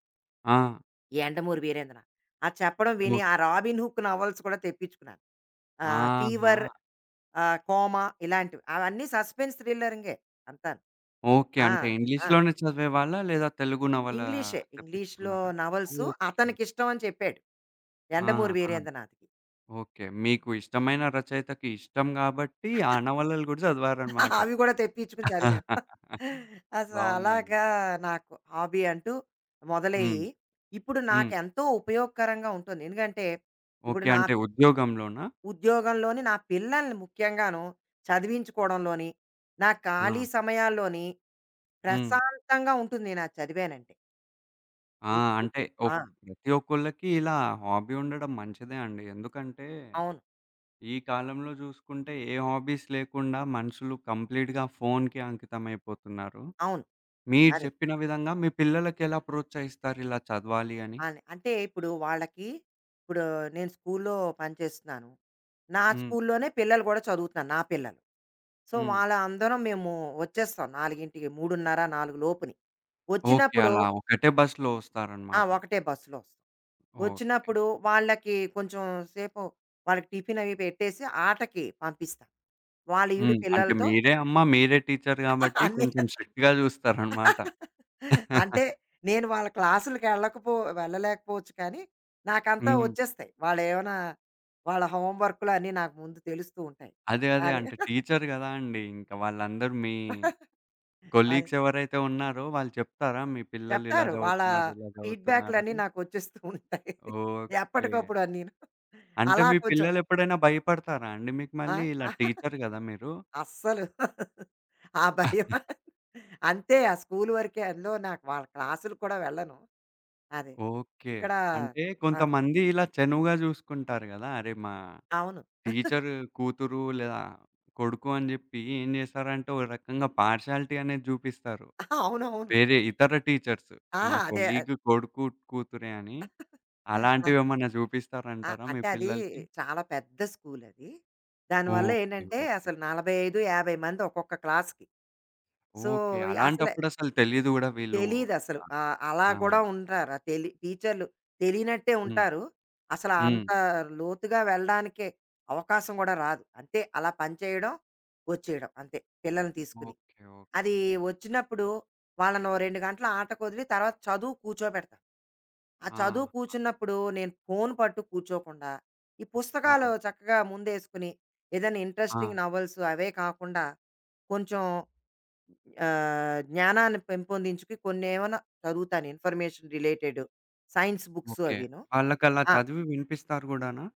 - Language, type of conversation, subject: Telugu, podcast, నీ మొదటి హాబీ ఎలా మొదలయ్యింది?
- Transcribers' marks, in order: in English: "నవల్స్"; in English: "ఫీవర్"; in English: "సస్పెన్స్"; in English: "నవల్స్"; chuckle; laughing while speaking: "అవి కూడా తెప్పించుకొని చదివాం. అస"; chuckle; in English: "హాబీ"; unintelligible speech; in English: "హాబీ"; in English: "హాబీస్"; in English: "కంప్లీట్‌గా"; other background noise; in English: "సో"; laughing while speaking: "అన్ని"; in English: "స్ట్రిక్ట్‌గా"; chuckle; chuckle; chuckle; in English: "కొలీగ్స్"; laughing while speaking: "వచ్చేస్తూ ఉంటాయి. ఎప్పటికప్పుడు అన్నీను"; chuckle; laughing while speaking: "ఆ భయం"; chuckle; chuckle; in English: "పార్షియాలిటీ"; chuckle; in English: "కొలీగ్"; chuckle; in English: "క్లాస్‌కి. సో"; in English: "ఇంట్రెస్టింగ్ నవల్స్"; in English: "ఇన్ఫర్మేషన్"; in English: "సైన్స్ బుక్స్"